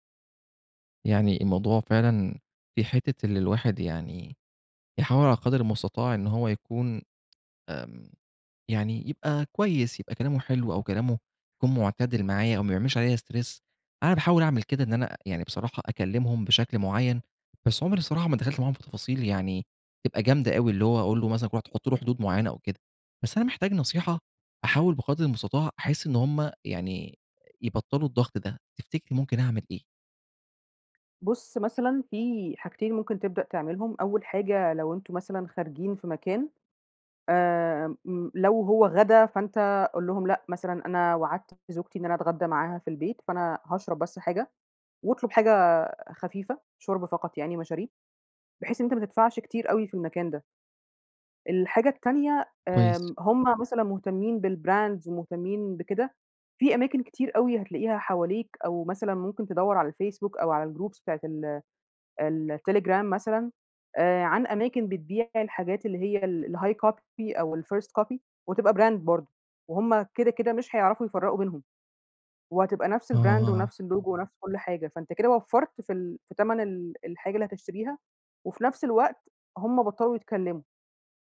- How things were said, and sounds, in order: in English: "Stress"; in English: "بالBrands"; in English: "الGroups"; background speech; in English: "الHigh Copy"; in English: "الFirst Copy"; in English: "Brand"; in English: "الBrand"; in English: "الLogo"; other background noise
- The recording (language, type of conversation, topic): Arabic, advice, إزاي أتعامل مع ضغط صحابي عليّا إني أصرف عشان أحافظ على شكلي قدام الناس؟